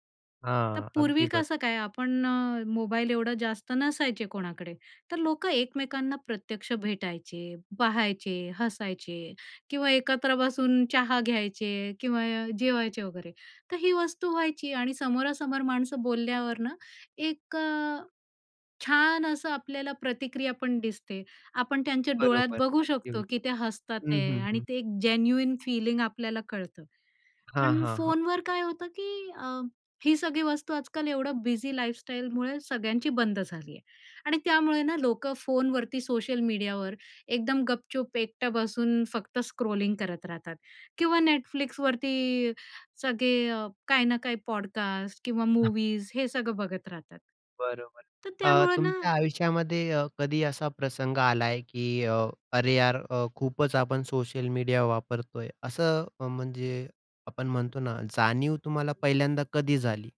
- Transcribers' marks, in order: tapping; other noise; in English: "जेन्युइन"; in English: "स्क्रॉलिंग"; in English: "पॉडकास्ट"
- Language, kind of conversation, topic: Marathi, podcast, सोशल मीडियावर किती वेळ द्यायचा, हे कसे ठरवायचे?